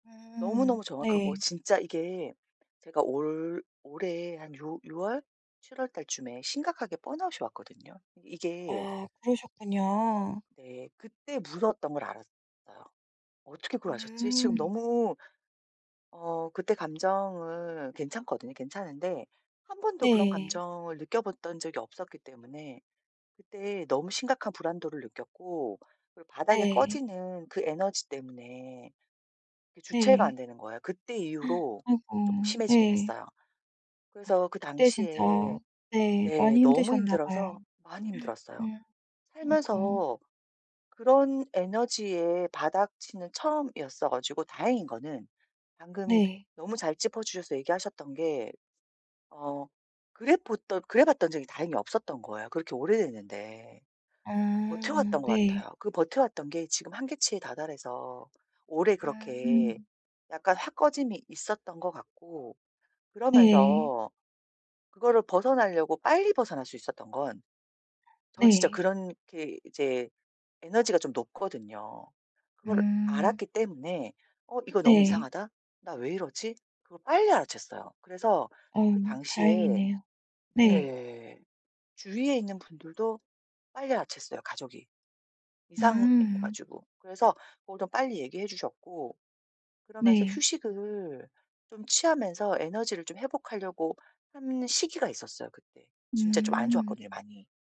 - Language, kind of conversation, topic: Korean, advice, 불안이 찾아올 때 그 감정을 어떻게 자연스럽게 받아들일 수 있나요?
- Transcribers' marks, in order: "번아웃" said as "뻔아웃"; other background noise; gasp; "달아서" said as "달애서"; tapping